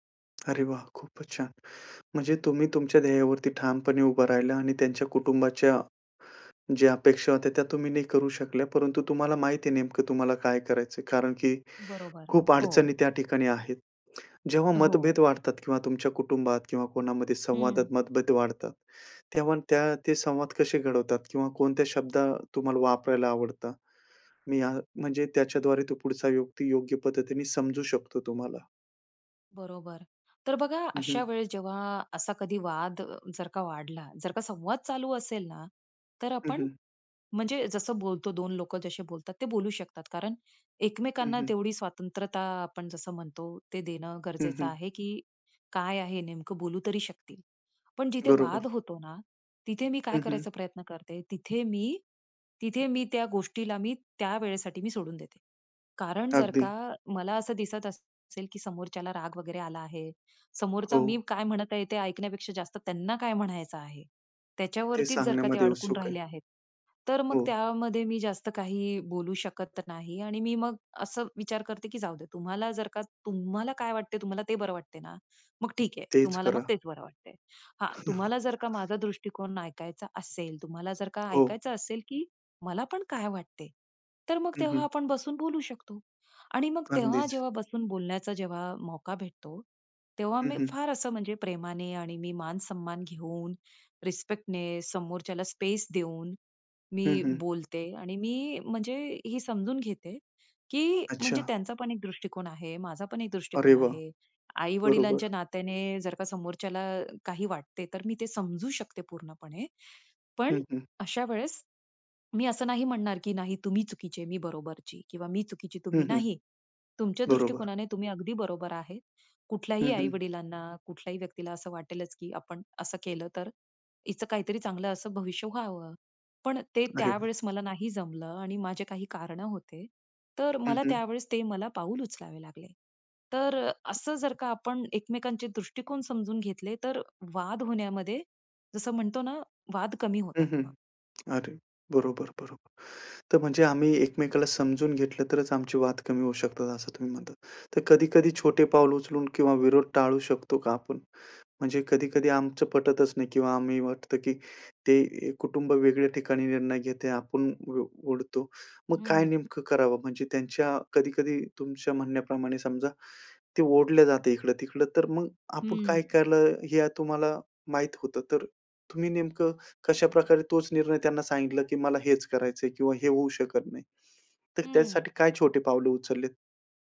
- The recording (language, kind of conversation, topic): Marathi, podcast, निर्णय घेताना कुटुंबाचा दबाव आणि स्वतःचे ध्येय तुम्ही कसे जुळवता?
- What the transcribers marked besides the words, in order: tapping; other background noise; chuckle